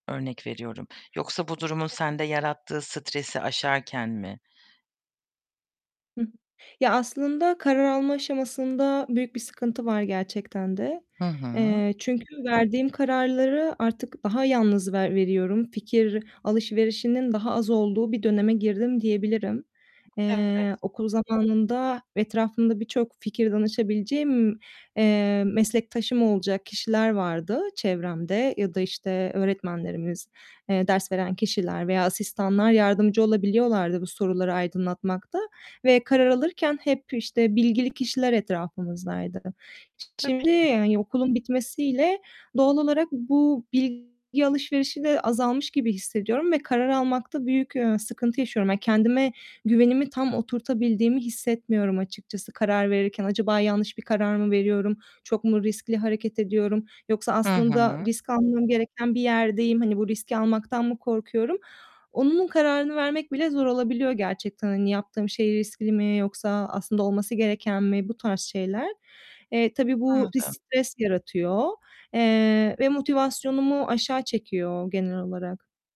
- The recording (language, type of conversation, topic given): Turkish, advice, Kuruculuk sürecinde yaşadığın yalnızlığı nasıl tarif edersin ve ne tür bir destek arıyorsun?
- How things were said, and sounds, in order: other background noise; distorted speech; tapping